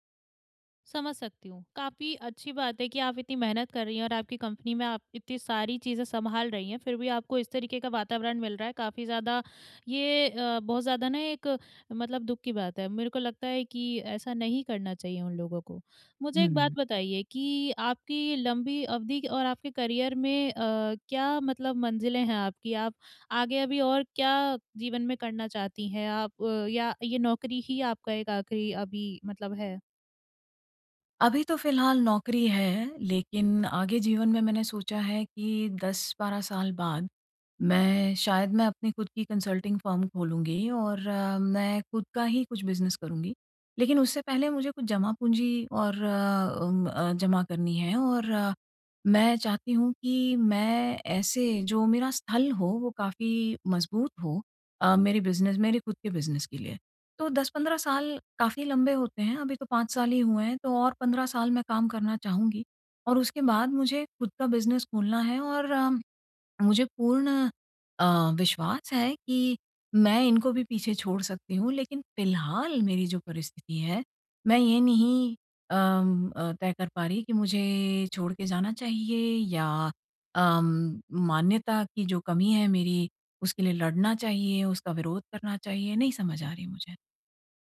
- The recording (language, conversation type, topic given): Hindi, advice, प्रमोन्नति और मान्यता न मिलने पर मुझे नौकरी कब बदलनी चाहिए?
- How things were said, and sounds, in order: in English: "करियर"; in English: "बिजनेस"; in English: "बिजनेस"; in English: "बिजनेस"; in English: "बिजनेस"